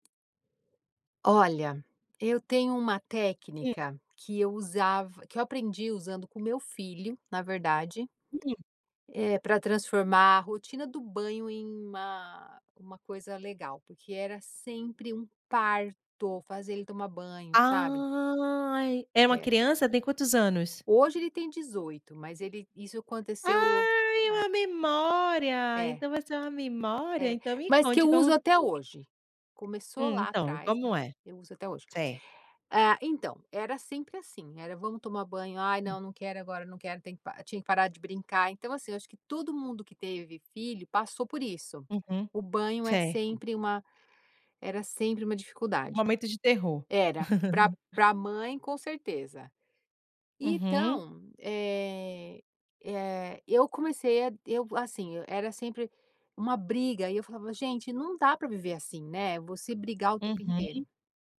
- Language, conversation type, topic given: Portuguese, podcast, O que você faz para transformar tarefas chatas em uma rotina gostosa?
- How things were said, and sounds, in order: tapping; laugh